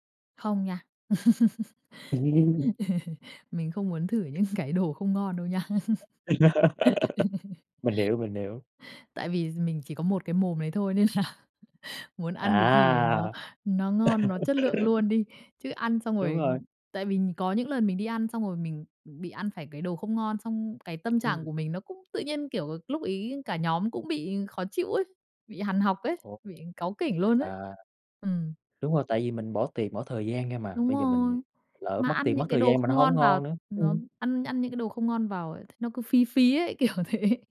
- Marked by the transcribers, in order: laugh; laughing while speaking: "Ừm"; tapping; laughing while speaking: "những"; other background noise; laugh; laughing while speaking: "là"; laugh; laughing while speaking: "kiểu thế"
- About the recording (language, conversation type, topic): Vietnamese, podcast, Bạn bắt đầu khám phá món ăn mới như thế nào?